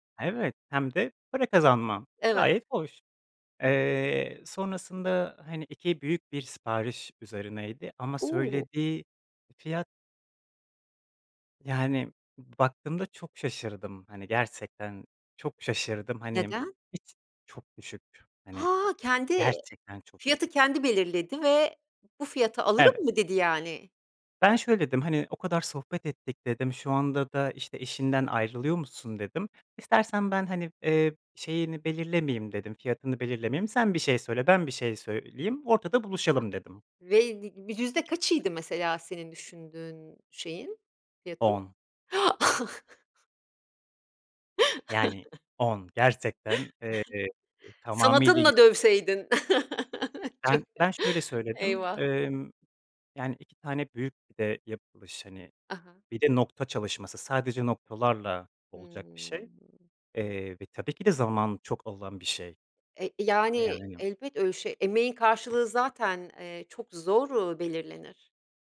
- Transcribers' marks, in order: other background noise; inhale; chuckle; unintelligible speech; chuckle; laughing while speaking: "Çok"; other noise; drawn out: "Hımm"
- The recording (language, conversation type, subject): Turkish, podcast, Sanat ve para arasında nasıl denge kurarsın?